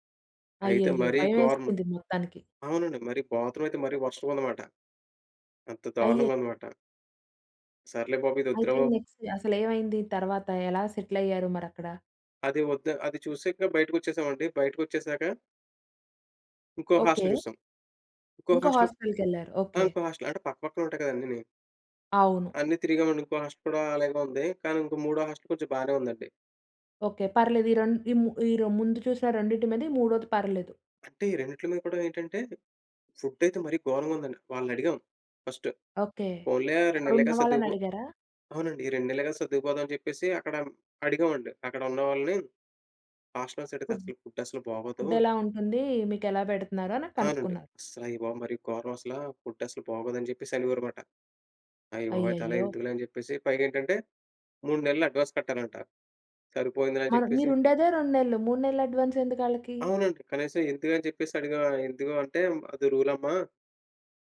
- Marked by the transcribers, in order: in English: "వరస్ట్‌గా"; in English: "నెక్స్ట్"; in English: "సెటిల్"; other background noise; in English: "ఫుడ్"; in English: "ఫస్ట్"; in English: "హాస్ట్లర్స్"; in English: "ఫుడ్, ఫుడ్"; in English: "ఫుడ్"; in English: "ఫుడ్"; in English: "అడ్వాన్స్"; in English: "అడ్వాన్స్"; in English: "రూల్"
- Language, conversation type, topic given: Telugu, podcast, మీ మొట్టమొదటి పెద్ద ప్రయాణం మీ జీవితాన్ని ఎలా మార్చింది?